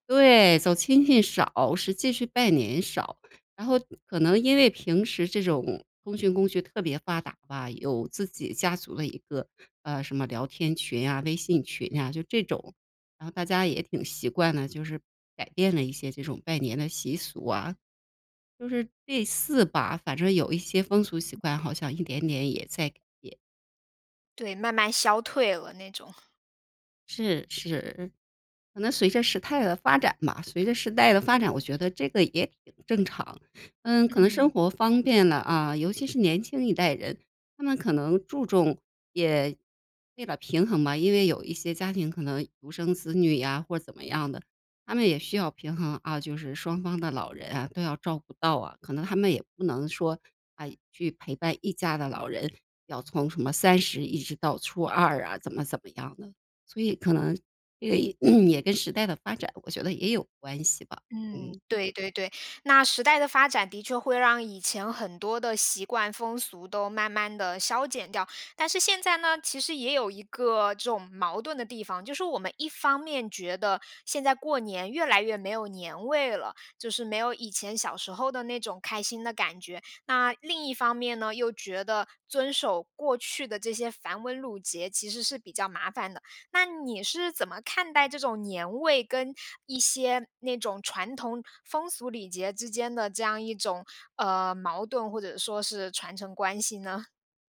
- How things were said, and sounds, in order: other noise; "代" said as "态"; throat clearing
- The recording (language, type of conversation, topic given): Chinese, podcast, 你们家平时有哪些日常习俗？